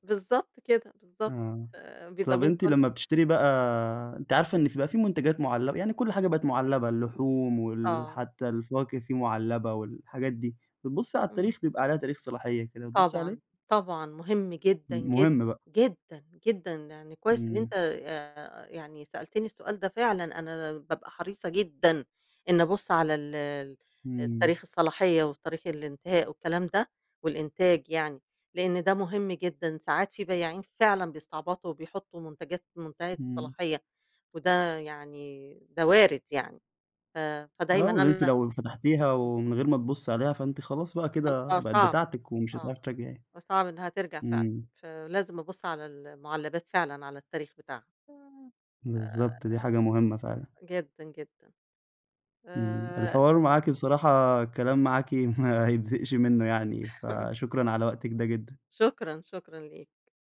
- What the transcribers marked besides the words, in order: other noise; laughing while speaking: "ما"; laugh; tapping
- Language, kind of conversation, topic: Arabic, podcast, إزاي تختار مكوّنات طازة وإنت بتتسوّق؟